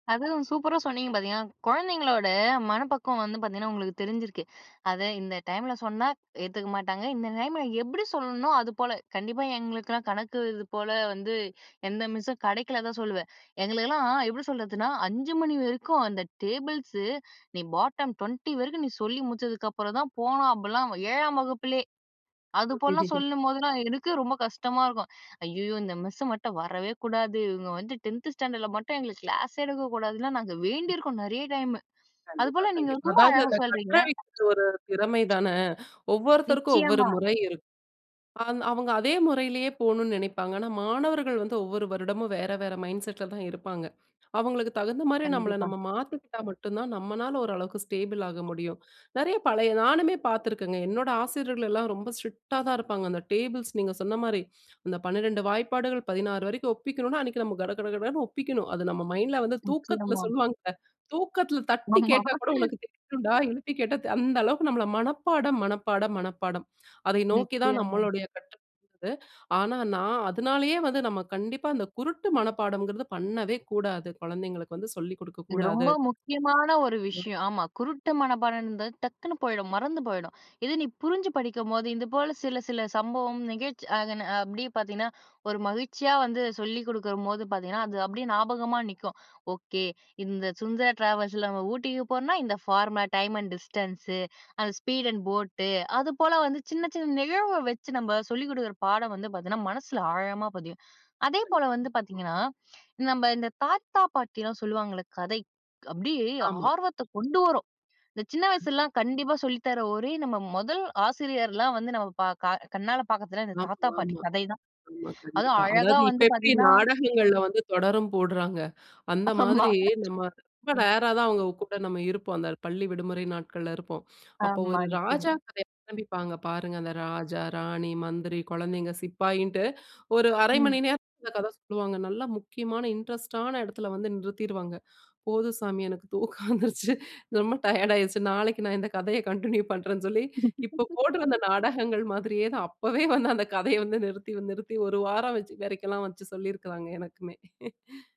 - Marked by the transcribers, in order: chuckle; in English: "டென்த் ஸ்டாண்டர்ல"; other noise; unintelligible speech; in English: "மைண்ட் செட்ல"; in English: "ஸ்டேபிள்"; in English: "ஸ்ட்ரிக்ட்டா"; in English: "டேபிள்ஸ்"; other background noise; in English: "மைண்ட்ல"; laugh; in English: "நெக்ஸ்ட் இயர்"; unintelligible speech; unintelligible speech; unintelligible speech; in English: "ஃபார்ம டைம் அண்ட் டிஸ்டன்ஸு"; in English: "ஸ்பீட் அண்ட் போட்"; surprised: "அப்பிடியே ஆர்வத்த கொண்டு வரும்"; in English: "ரேர்ரா"; laughing while speaking: "ஆமா"; unintelligible speech; in English: "இன்ட்ரெஸ்ட்"; laughing while speaking: "போதும் சாமி. எனக்கு தூக்கம் வந்துருச்சு … கதையை கன்டின்யூ பண்ணுறேன்னு"; laughing while speaking: "அப்பவே வந்து அந்த கதையை வந்து நிறுத்தி"; chuckle
- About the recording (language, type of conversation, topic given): Tamil, podcast, கற்றலில் ஆர்வத்தை எவ்வாறு ஊக்குவிப்பீர்கள்?